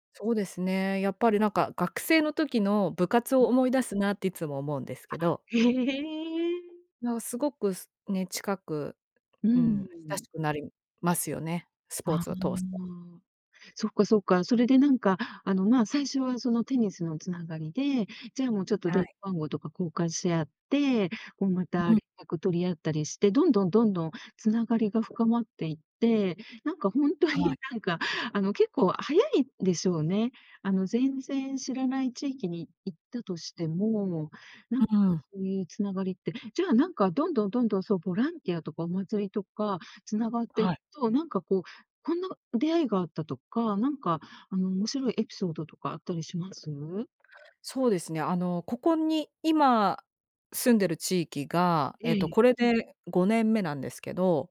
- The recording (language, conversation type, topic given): Japanese, podcast, 新しい地域で人とつながるには、どうすればいいですか？
- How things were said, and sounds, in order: none